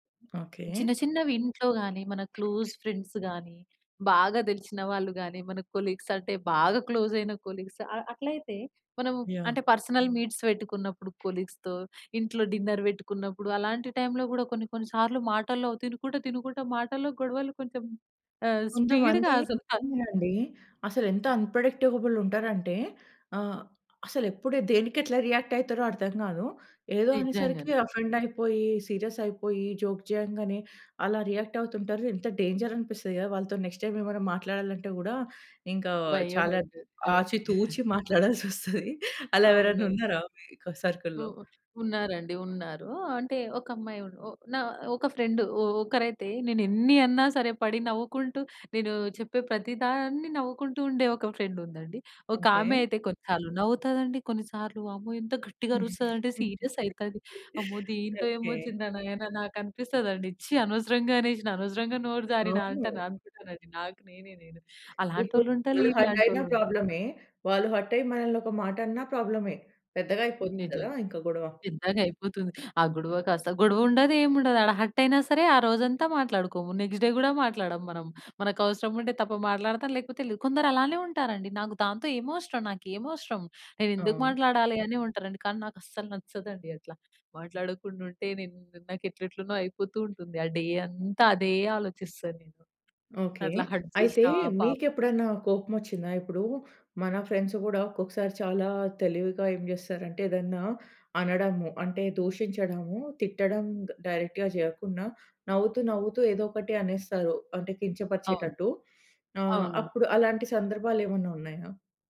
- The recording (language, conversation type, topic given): Telugu, podcast, గొడవలో హాస్యాన్ని ఉపయోగించడం ఎంతవరకు సహాయపడుతుంది?
- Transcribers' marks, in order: other background noise; in English: "క్లోజ్ ఫ్రెండ్స్"; in English: "కొలీగ్స్"; in English: "క్లోజ్"; in English: "కొలీగ్స్"; in English: "పర్సనల్ మీట్స్"; in English: "కొలీగ్స్‌తో"; in English: "డిన్నర్"; in English: "స్పీడ్‌గా"; in English: "అన్‌ప్రెడిక్టబుల్"; in English: "రియాక్ట్"; in English: "ఆఫెండ్"; in English: "సీరియస్"; in English: "జోక్"; in English: "రియాక్ట్"; in English: "డేంజర్"; in English: "నెక్స్ట్ టైమ్"; giggle; laughing while speaking: "మాట్లాడాల్సి వొస్తది"; in English: "సర్కిల్‌లో?"; in English: "ఫ్రెండ్"; in English: "ఫ్రెండ్"; chuckle; in English: "సీరియస్"; in English: "హర్ట్"; in English: "హర్ట్"; in English: "హర్ట్"; in English: "నెక్స్ట్ డే"; tapping; in English: "డే"; in English: "హర్ట్"; in English: "ఫ్రెండ్స్"; in English: "డైరెక్ట్‌గా"